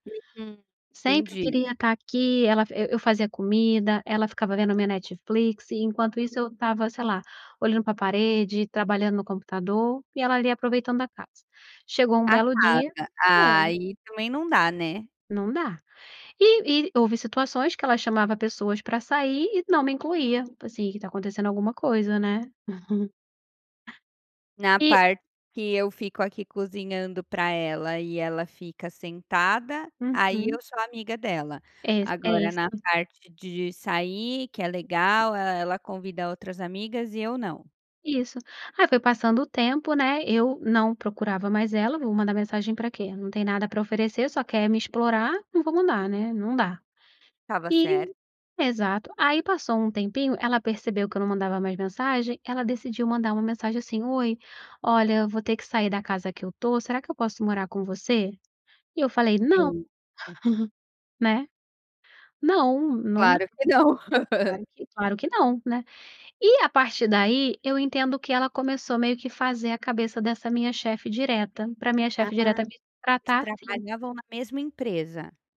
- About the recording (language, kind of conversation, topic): Portuguese, podcast, Qual é o papel da família no seu sentimento de pertencimento?
- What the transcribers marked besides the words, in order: chuckle; other noise; chuckle; laughing while speaking: "não"; chuckle